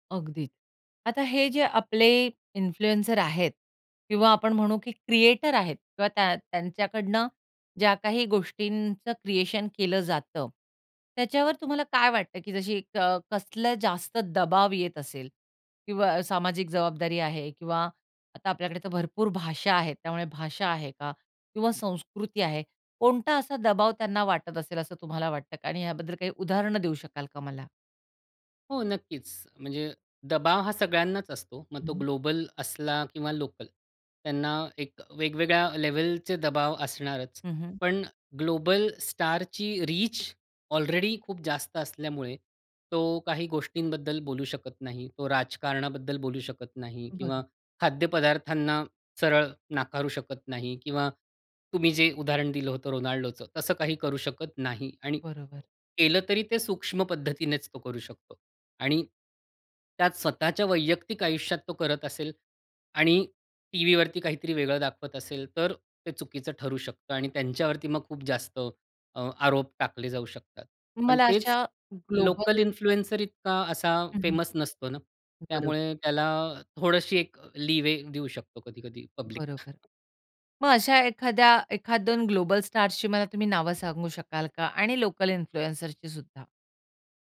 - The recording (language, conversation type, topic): Marathi, podcast, लोकल इन्फ्लुएंसर आणि ग्लोबल स्टारमध्ये फरक कसा वाटतो?
- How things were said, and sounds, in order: in English: "इन्फ्लुएन्सर"; in English: "रीच ऑलरेडी"; in English: "इन्फ्लुएन्सर"; in English: "फेमस"; in English: "लीवे"; chuckle; other background noise; in English: "इन्फ्लुएन्सरची"